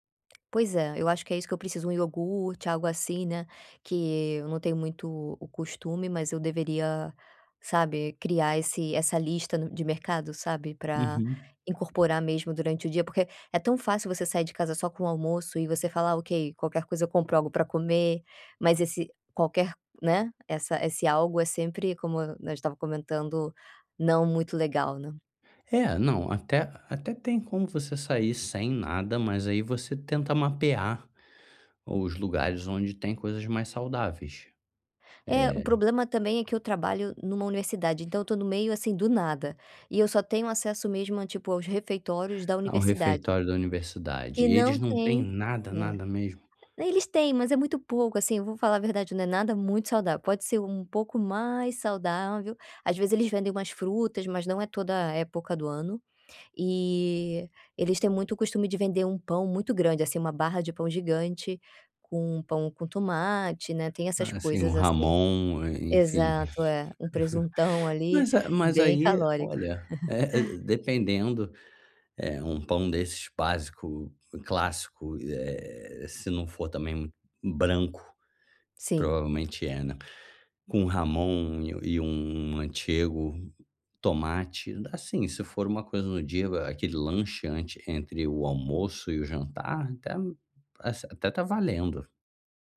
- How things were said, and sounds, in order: tapping; in Spanish: "jamón"; laugh; laugh; in Spanish: "jamón"
- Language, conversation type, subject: Portuguese, advice, Como posso controlar os desejos por comida entre as refeições?
- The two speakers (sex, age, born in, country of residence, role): female, 30-34, Brazil, Spain, user; male, 35-39, Brazil, Germany, advisor